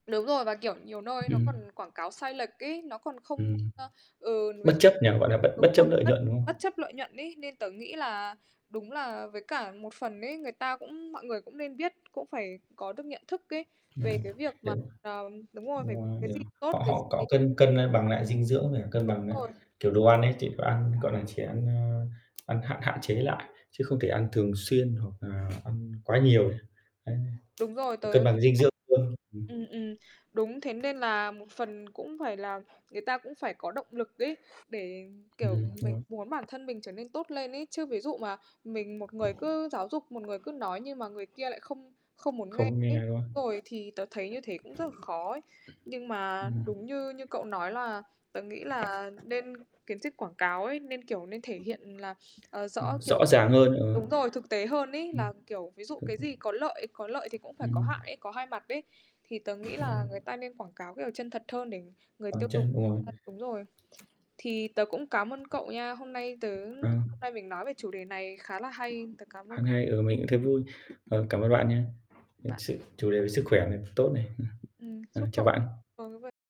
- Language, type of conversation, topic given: Vietnamese, unstructured, Bạn nghĩ quảng cáo đồ ăn nhanh ảnh hưởng như thế nào đến sức khỏe?
- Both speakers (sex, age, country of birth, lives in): female, 20-24, Vietnam, United States; male, 25-29, Vietnam, Vietnam
- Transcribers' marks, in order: distorted speech; other background noise; tapping; unintelligible speech; unintelligible speech; unintelligible speech; background speech; unintelligible speech